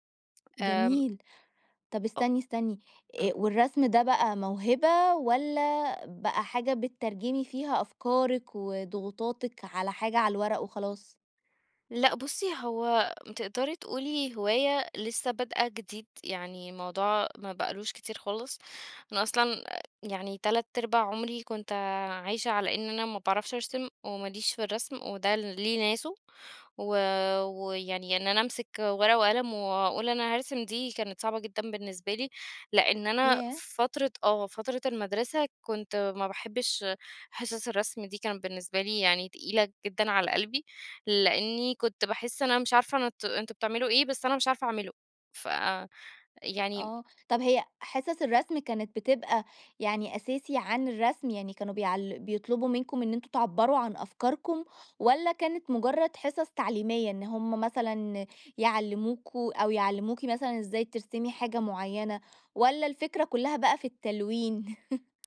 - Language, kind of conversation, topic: Arabic, podcast, إيه النشاط اللي بترجع له لما تحب تهدأ وتفصل عن الدنيا؟
- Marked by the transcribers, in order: tapping; chuckle